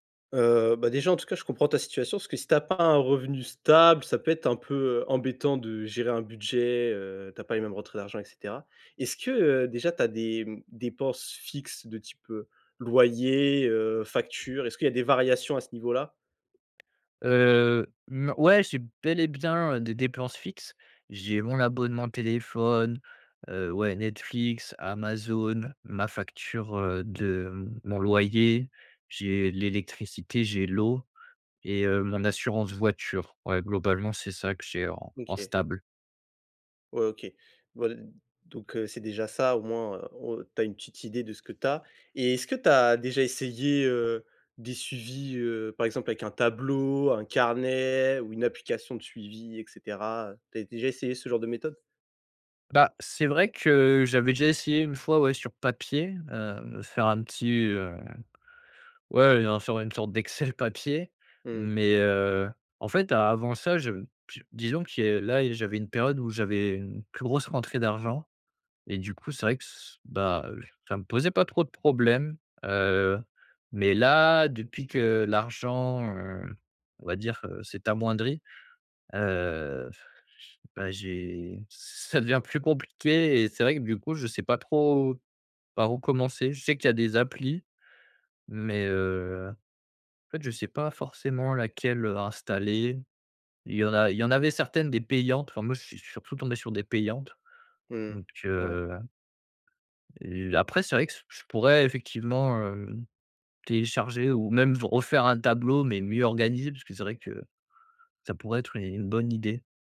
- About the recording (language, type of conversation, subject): French, advice, Comment puis-je établir et suivre un budget réaliste malgré mes difficultés ?
- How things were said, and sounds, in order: tapping